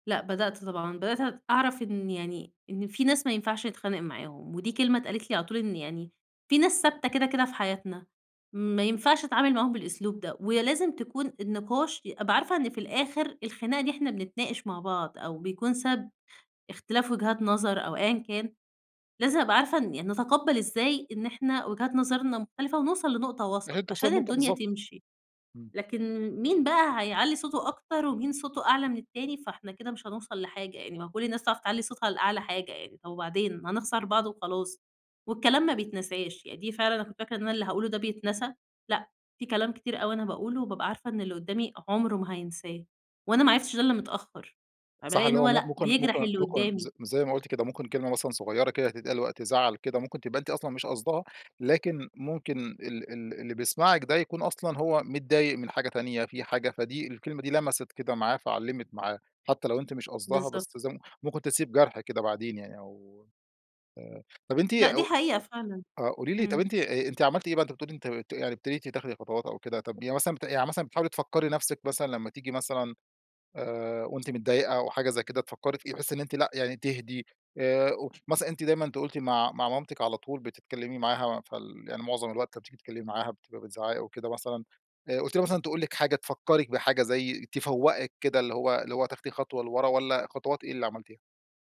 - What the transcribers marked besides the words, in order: tapping
- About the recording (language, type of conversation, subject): Arabic, podcast, إزاي بتتكلم مع أهلك لما بتكون مضايق؟